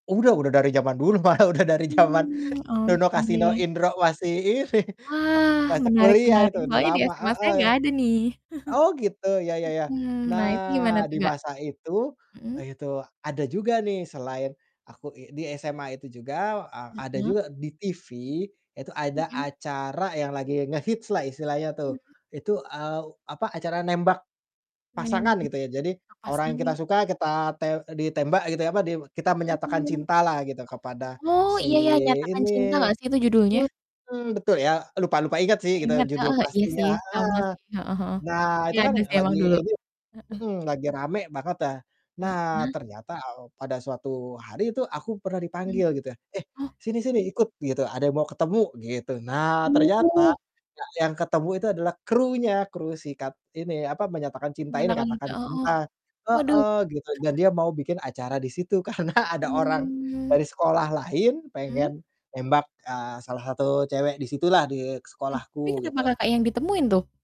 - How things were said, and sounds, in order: mechanical hum; laughing while speaking: "malah udah dari zaman"; laughing while speaking: "ini"; hiccup; chuckle; distorted speech; chuckle; laughing while speaking: "karena"
- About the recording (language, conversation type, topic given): Indonesian, unstructured, Apakah kamu memiliki kenangan spesial yang berhubungan dengan hobimu?